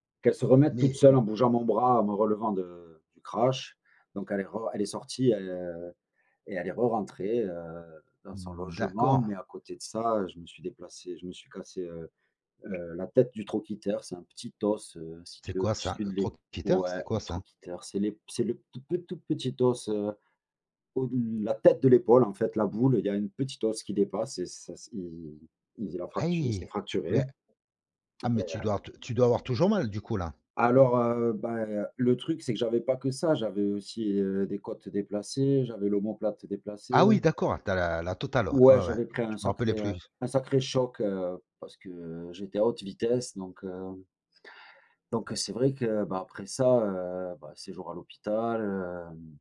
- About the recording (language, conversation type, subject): French, unstructured, Comment vivez-vous le fait d’être blessé et de ne pas pouvoir jouer ?
- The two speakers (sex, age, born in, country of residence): male, 40-44, France, France; male, 45-49, France, France
- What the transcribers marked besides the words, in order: "trochiter" said as "trocpiteur"; tapping; unintelligible speech; other background noise